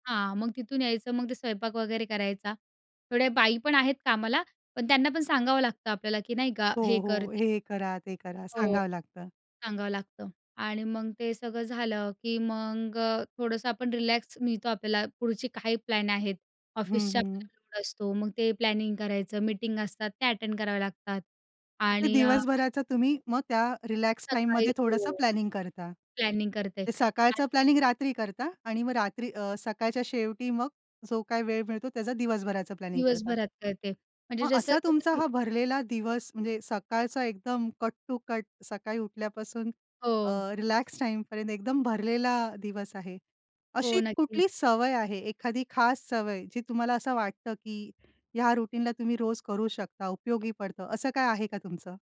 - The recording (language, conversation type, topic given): Marathi, podcast, सकाळची दिनचर्या तुम्ही कशी ठेवता?
- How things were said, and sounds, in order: in English: "प्लॅनिंग"; in English: "अटेंड"; in English: "कट टू कट"; in English: "रुटीनला"